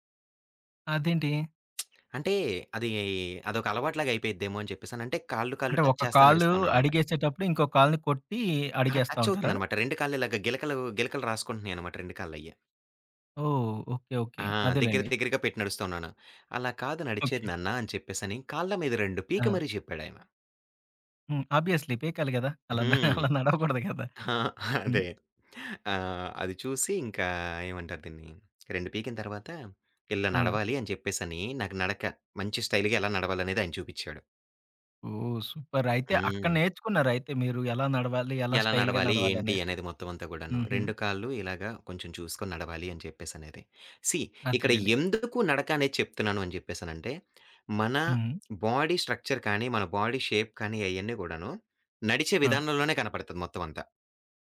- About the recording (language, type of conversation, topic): Telugu, podcast, నీ స్టైల్‌కు ప్రేరణ ఎవరు?
- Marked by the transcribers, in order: lip smack; in English: "టచ్"; in English: "టచ్"; other background noise; tapping; in English: "ఆబ్వియస్లీ"; laughing while speaking: "అలాన్న అలా నడవకూడదు గదా!"; chuckle; in English: "స్టైల్‌గా"; in English: "సూపర్"; in English: "స్టైల్‌గా"; in English: "సీ"; in English: "బాడీ స్ట్రక్చర్"; in English: "బాడీ షేప్"